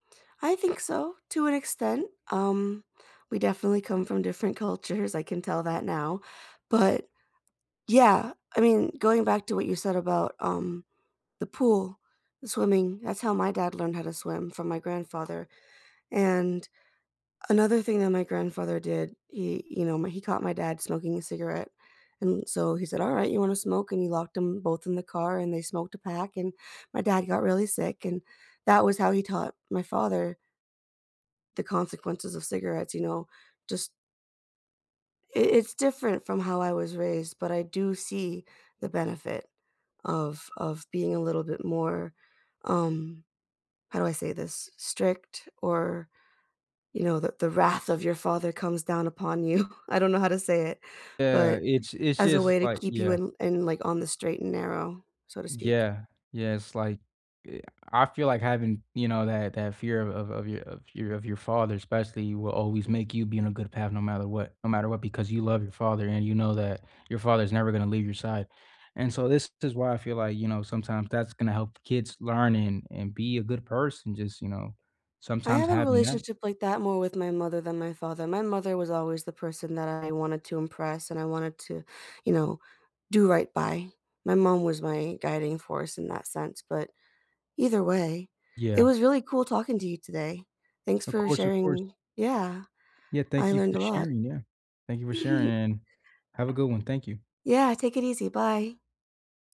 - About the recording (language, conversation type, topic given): English, unstructured, What helps you learn well at any age, and how can others support you?
- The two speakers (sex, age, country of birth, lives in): female, 30-34, United States, United States; male, 20-24, United States, United States
- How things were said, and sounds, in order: other background noise; stressed: "wrath"; laughing while speaking: "you"; tapping; giggle